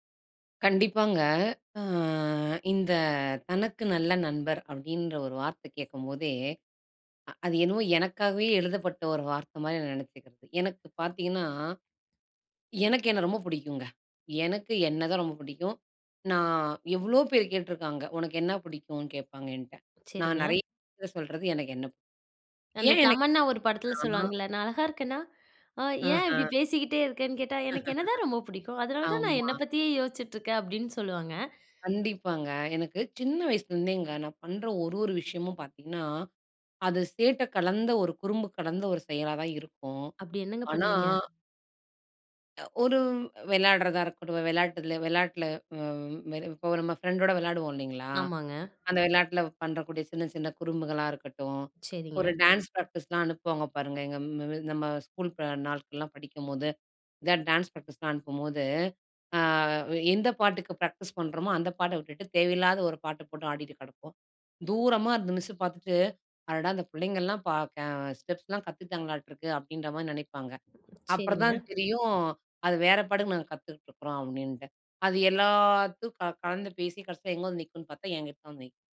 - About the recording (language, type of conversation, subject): Tamil, podcast, நீங்கள் உங்களுக்கே ஒரு நல்ல நண்பராக எப்படி இருப்பீர்கள்?
- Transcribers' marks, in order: drawn out: "அ"; other noise; "என்கிட்ட" said as "என்ட"; "சரிங்க" said as "செரிங்க"; laugh; drawn out: "எல்லாத்தும்"